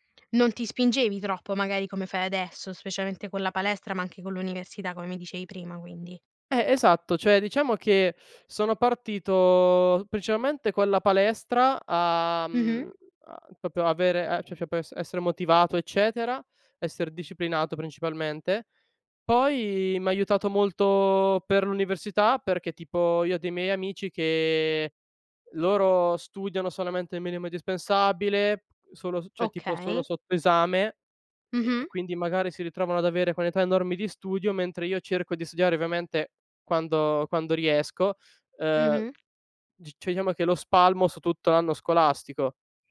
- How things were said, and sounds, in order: "proprio" said as "popio"; "cioè" said as "ceh"; "cioè" said as "ceh"; tapping
- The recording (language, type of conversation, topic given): Italian, podcast, Come mantieni la motivazione nel lungo periodo?